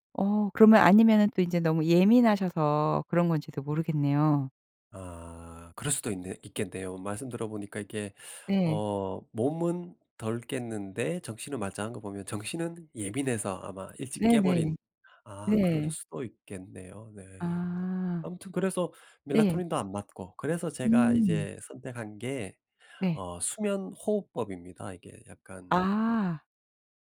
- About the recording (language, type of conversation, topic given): Korean, podcast, 수면 리듬을 회복하려면 어떻게 해야 하나요?
- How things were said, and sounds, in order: other background noise